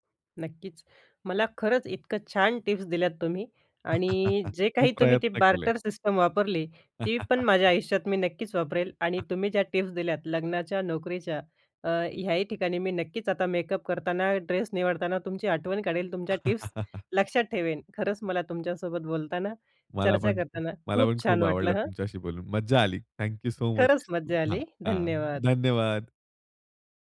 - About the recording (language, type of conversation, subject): Marathi, podcast, आराम अधिक महत्त्वाचा की चांगलं दिसणं अधिक महत्त्वाचं, असं तुम्हाला काय वाटतं?
- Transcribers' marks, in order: laugh; in English: "बार्टर सिस्टम"; chuckle; other background noise; laugh; in English: "थॅंक यु सो मच"